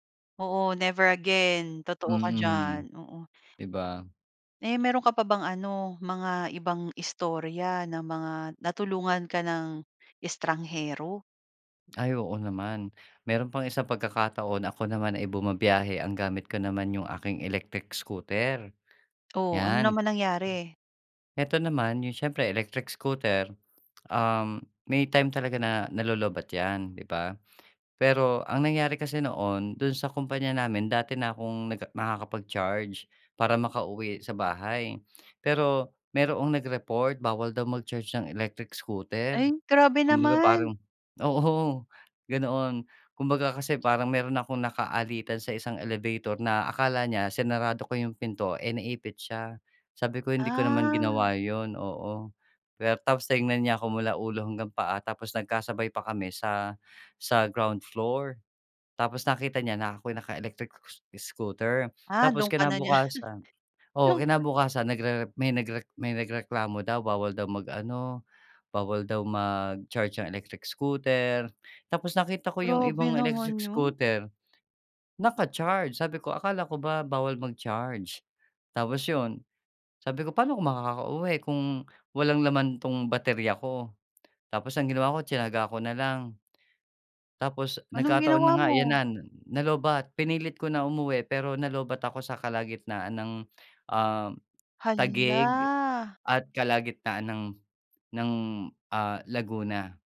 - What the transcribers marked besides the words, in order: in English: "never again"; tongue click; in English: "ground floor"; tapping; laughing while speaking: "niya"; laugh; unintelligible speech
- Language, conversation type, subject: Filipino, podcast, May karanasan ka na bang natulungan ka ng isang hindi mo kilala habang naglalakbay, at ano ang nangyari?